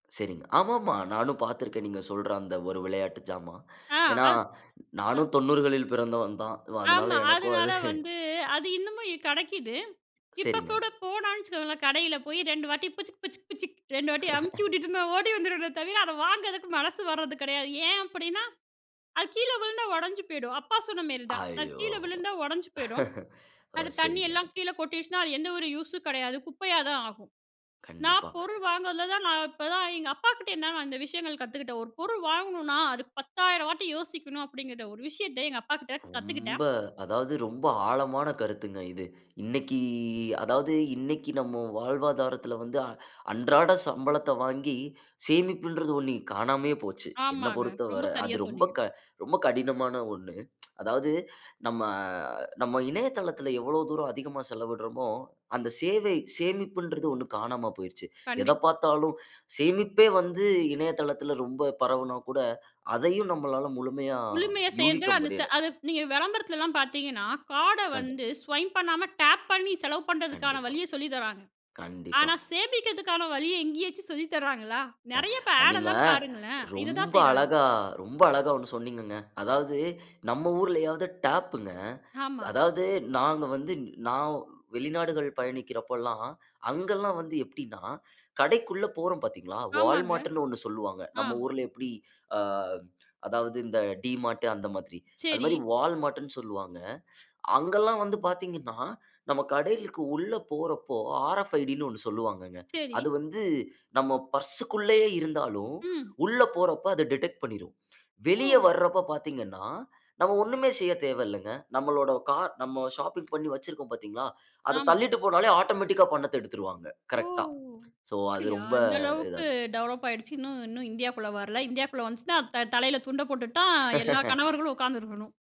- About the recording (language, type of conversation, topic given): Tamil, podcast, தேவைகளையும் விருப்பங்களையும் சமநிலைப்படுத்தும்போது, நீங்கள் எதை முதலில் நிறைவேற்றுகிறீர்கள்?
- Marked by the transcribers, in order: other background noise; unintelligible speech; laughing while speaking: "அது"; laughing while speaking: "ரெண்டு வாட்டி புசுக் புசுக் புசுக் … மனசு வர்றது கெடையாது"; chuckle; chuckle; drawn out: "ரொம்ப"; tsk; in English: "கார்ட"; in English: "ஸ்வைப்"; in English: "டேப்"; in English: "ஆட்"; in English: "டேப்ங்க"; in English: "டிடெக்ட்"; in English: "ஷாப்பிங்"; drawn out: "ஓ!"; in English: "சோ"; in English: "டெவலப்"; chuckle